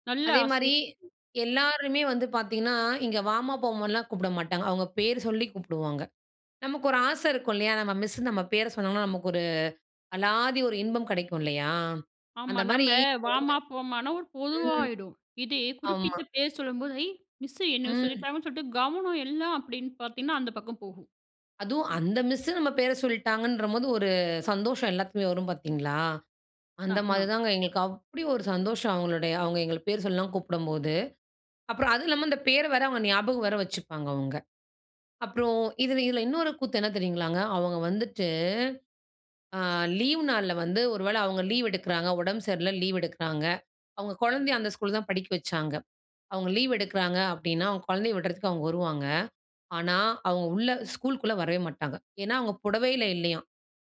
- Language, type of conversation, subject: Tamil, podcast, உங்கள் தோற்றப் பாணிக்குத் தூண்டுகோலானவர் யார்?
- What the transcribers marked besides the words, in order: other background noise; tapping; unintelligible speech; joyful: "ஐ! மிஸ்சு என்னைய சொல்லிட்டாங்கன்னு சொல்லிட்டு கவனம் எல்லாம் அப்படின்னு பார்த்தீங்கன்னா, அந்த பக்கம் போகும்"; joyful: "அதுவும் அந்த மிஸ்ஸு நம்ம பேர … வேற வச்சுப்பாங்க அவங்க"; drawn out: "வந்துட்டு"